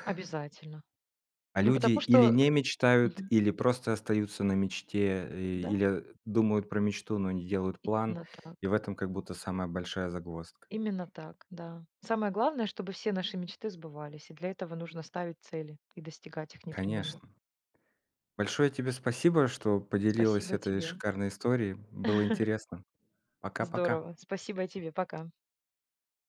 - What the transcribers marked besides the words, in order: tapping; chuckle
- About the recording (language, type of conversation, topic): Russian, podcast, Как вы ставите и достигаете целей?